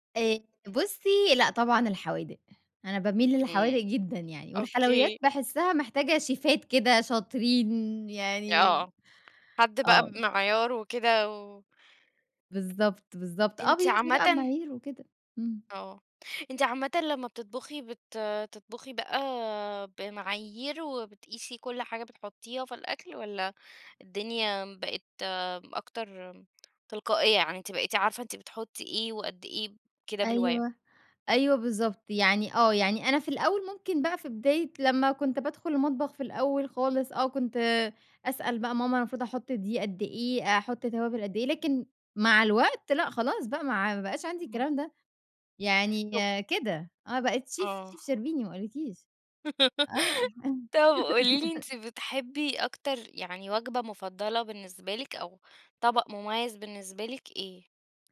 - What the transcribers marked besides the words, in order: in English: "شيفات"; tapping; other noise; in English: "شيف شيف"; laugh; laugh
- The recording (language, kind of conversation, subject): Arabic, podcast, إيه أكتر طبق بتحبه في البيت وليه بتحبه؟